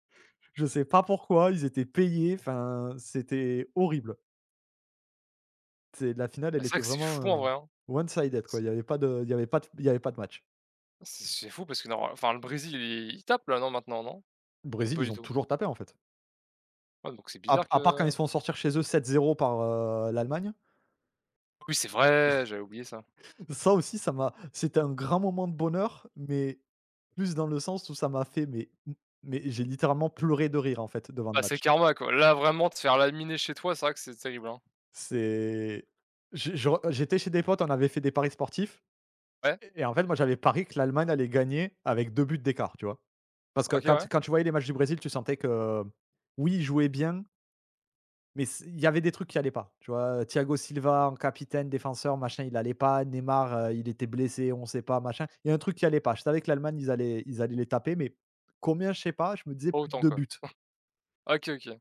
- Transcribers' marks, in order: in English: "one-sided"; chuckle; chuckle
- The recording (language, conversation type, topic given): French, unstructured, Quel événement historique te rappelle un grand moment de bonheur ?